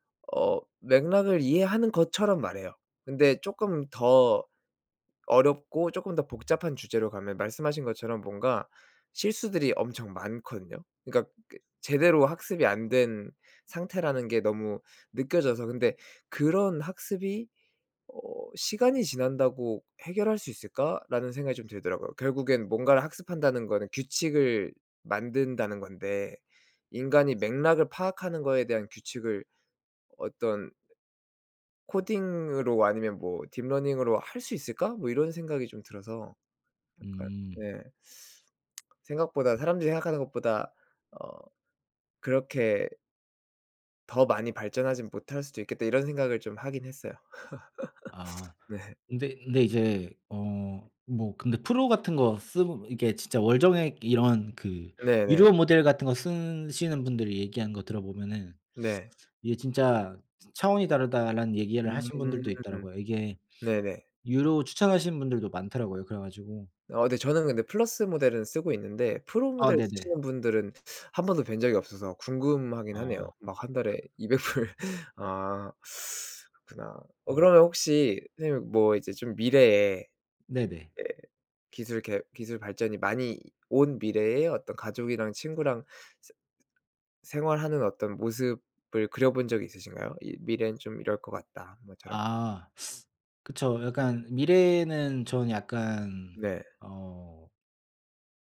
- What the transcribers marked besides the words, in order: other background noise; tapping; laugh; laughing while speaking: "네"; laughing while speaking: "이백 불"; teeth sucking; teeth sucking
- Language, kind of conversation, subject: Korean, unstructured, 미래에 어떤 모습으로 살고 싶나요?